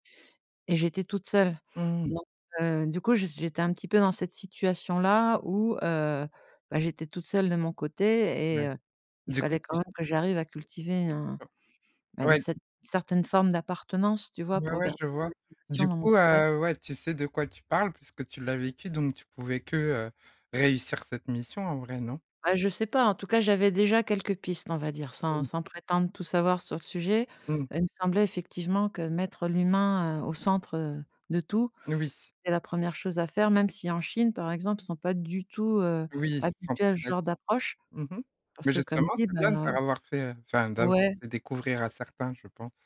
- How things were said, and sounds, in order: other background noise
- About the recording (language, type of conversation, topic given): French, podcast, Comment mieux inclure les personnes qui se sentent isolées ?
- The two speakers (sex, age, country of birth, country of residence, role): female, 40-44, France, France, host; female, 50-54, France, France, guest